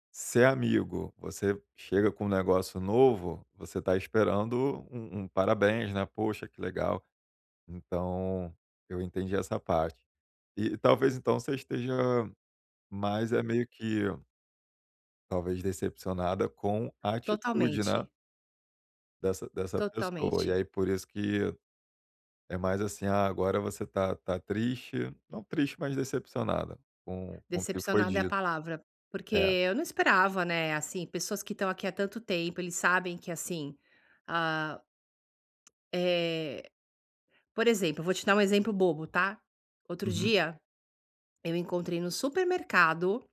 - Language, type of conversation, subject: Portuguese, advice, Por que a comparação com os outros me deixa inseguro?
- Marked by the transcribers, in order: tongue click